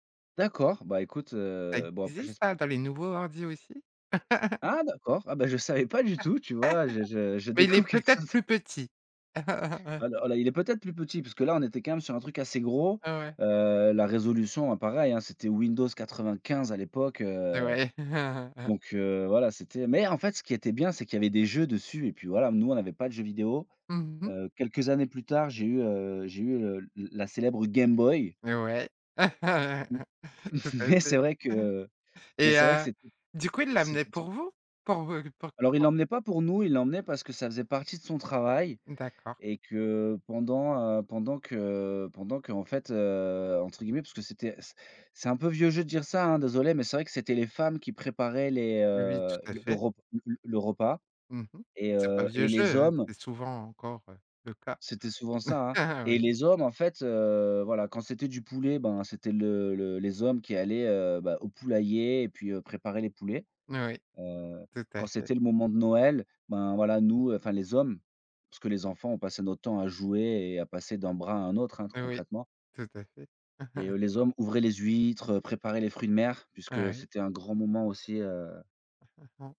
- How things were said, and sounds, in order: laugh; laughing while speaking: "découvre quelque chose"; laugh; tapping; chuckle; laugh; laughing while speaking: "Tout à fait"; laughing while speaking: "Mais c'est vrai que"; chuckle; laugh; chuckle; laugh
- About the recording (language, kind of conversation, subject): French, podcast, Comment étaient les repas en famille chez toi quand tu étais petit ?